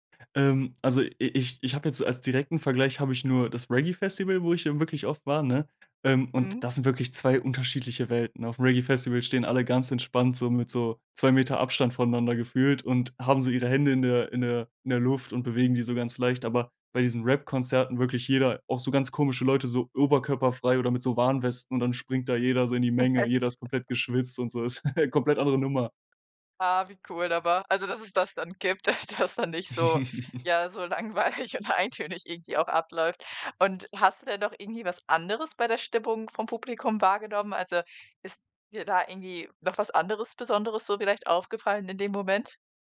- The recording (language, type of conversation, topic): German, podcast, Woran erinnerst du dich, wenn du an dein erstes Konzert zurückdenkst?
- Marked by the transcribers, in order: chuckle; laughing while speaking: "dass da nicht so, ja, so langweilig und eintönig"; chuckle